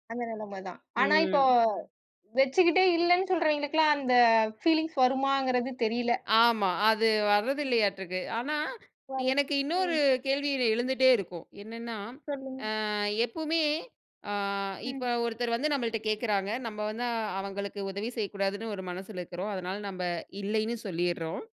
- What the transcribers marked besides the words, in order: in English: "ஃபீலிங்ஸ்"
- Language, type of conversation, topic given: Tamil, podcast, யாருக்காவது மரியாதையோடு ‘இல்லை’ என்று சொல்ல வேண்டிய போது, அதை நீங்கள் எப்படி சொல்கிறீர்கள்?